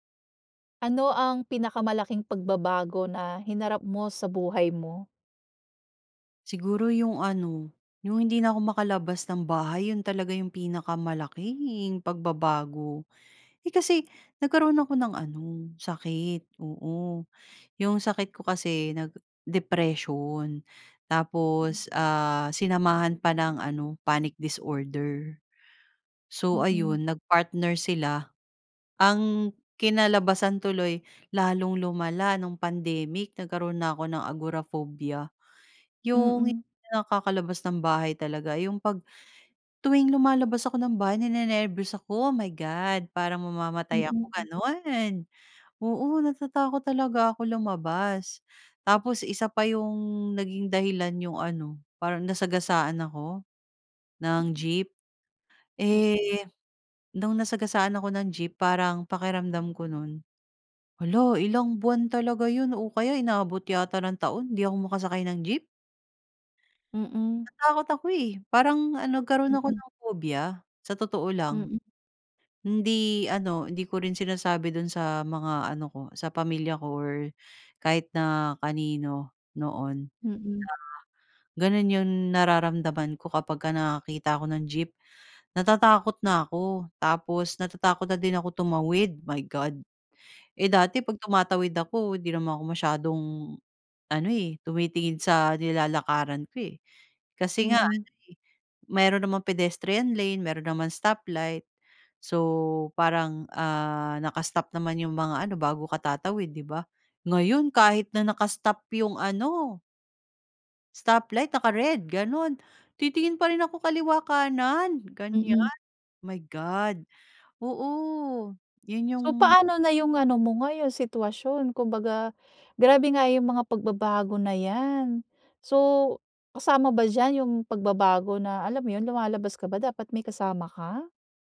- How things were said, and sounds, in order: in English: "panic disorder"; in English: "agoraphobia"; in English: "phobia"; background speech; in English: "pedestrian lane"; wind
- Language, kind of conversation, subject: Filipino, podcast, Ano ang pinakamalaking pagbabago na hinarap mo sa buhay mo?